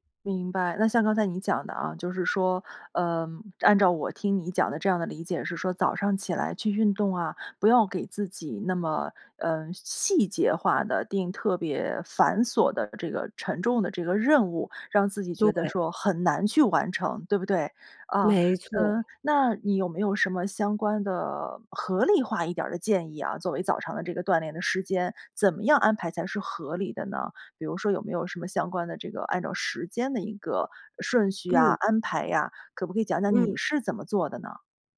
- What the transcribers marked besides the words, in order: none
- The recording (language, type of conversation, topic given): Chinese, podcast, 说说你的晨间健康习惯是什么？